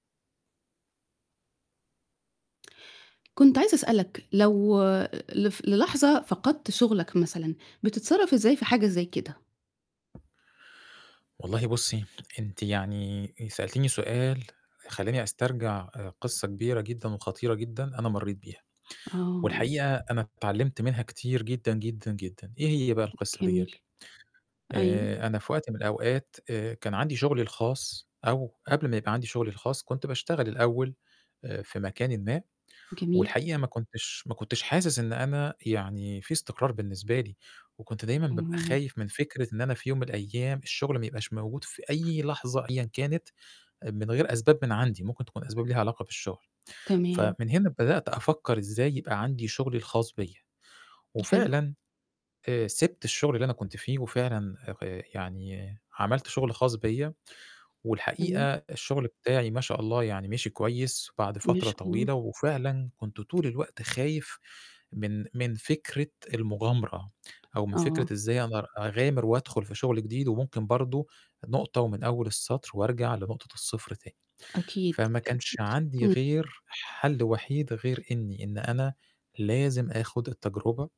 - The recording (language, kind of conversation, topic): Arabic, podcast, شو بتعمل لو فقدت شغلك فجأة؟
- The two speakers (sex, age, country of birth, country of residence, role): female, 50-54, Egypt, Egypt, host; male, 40-44, Egypt, Egypt, guest
- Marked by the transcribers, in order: other noise; tapping; distorted speech